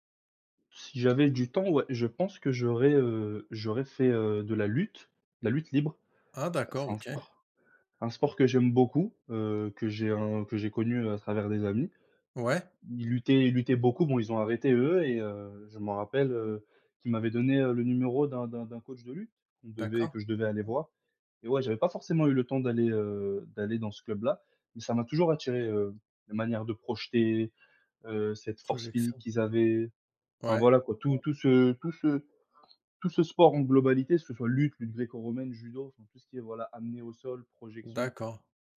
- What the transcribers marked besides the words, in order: none
- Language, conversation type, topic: French, unstructured, Quel sport aimerais-tu essayer si tu avais le temps ?